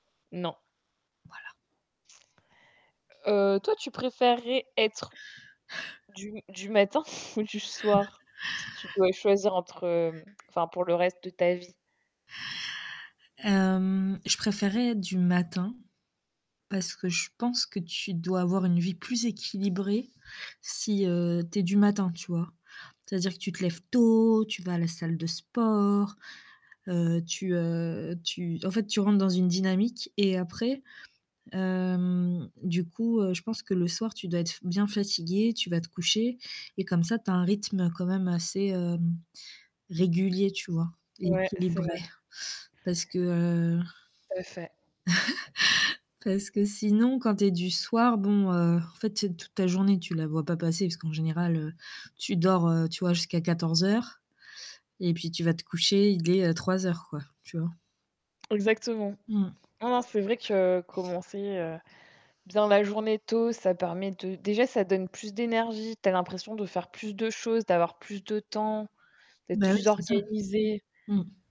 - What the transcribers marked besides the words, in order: static; other background noise; chuckle; tsk; stressed: "tôt"; stressed: "sport"; distorted speech; chuckle; tapping
- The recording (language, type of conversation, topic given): French, unstructured, Préféreriez-vous être une personne du matin ou du soir si vous deviez choisir pour le reste de votre vie ?